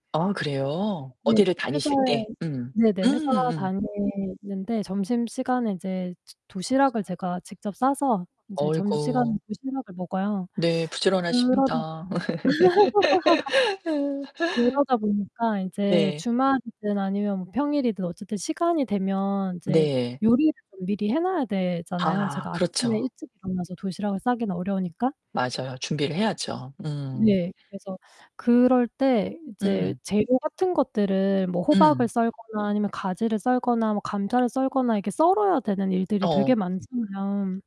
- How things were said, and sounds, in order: distorted speech; background speech; teeth sucking; tapping; laugh; laugh
- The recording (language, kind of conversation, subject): Korean, podcast, 초보자가 시작하기에 좋은 명상 방법은 무엇인가요?